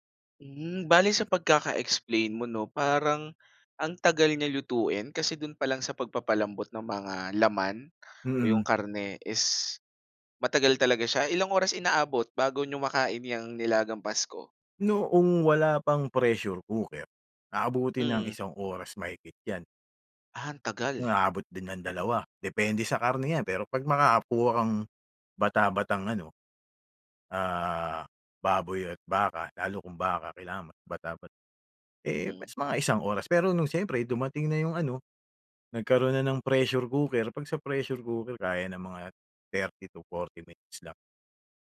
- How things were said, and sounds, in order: other background noise; tapping
- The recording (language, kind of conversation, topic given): Filipino, podcast, Anong tradisyonal na pagkain ang may pinakamatingkad na alaala para sa iyo?